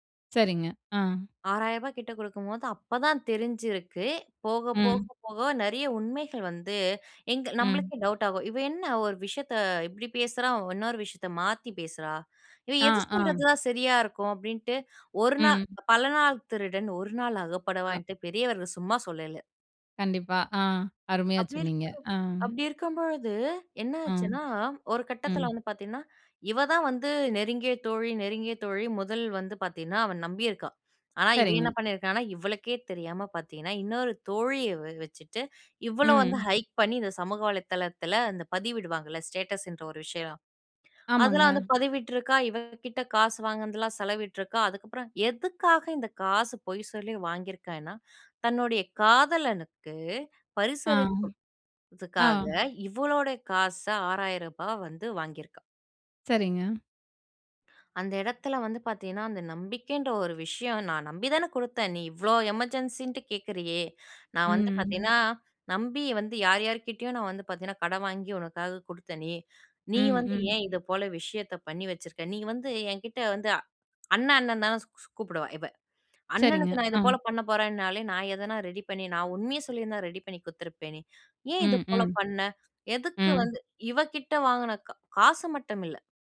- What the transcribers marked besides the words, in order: in English: "ஹைக்"; "ஹைட்" said as "ஹைக்"; unintelligible speech; in English: "எமர்ஜென்சின்னுட்டு"
- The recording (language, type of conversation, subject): Tamil, podcast, நம்பிக்கையை மீண்டும் கட்டுவது எப்படி?